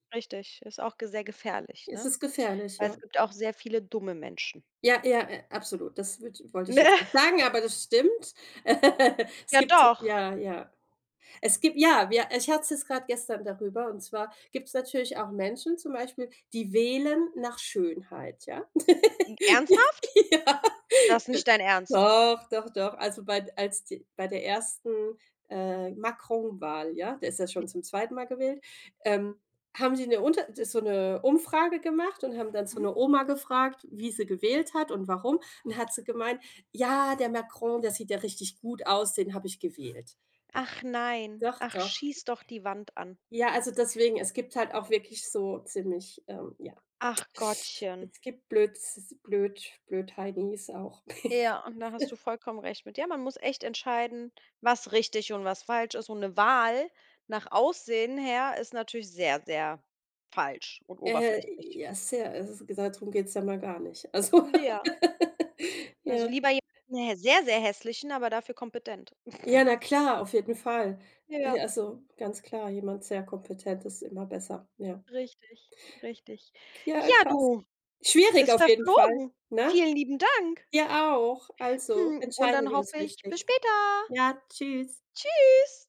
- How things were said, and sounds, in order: other background noise; laughing while speaking: "Ne"; chuckle; surprised: "Ernsthaft? Das nicht dein Ernst?"; laugh; laughing while speaking: "Ja"; other noise; tsk; chuckle; tapping; laugh; snort; joyful: "bis später!"; joyful: "Tschüss"
- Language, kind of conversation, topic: German, unstructured, Wie entscheidest du, was richtig oder falsch ist?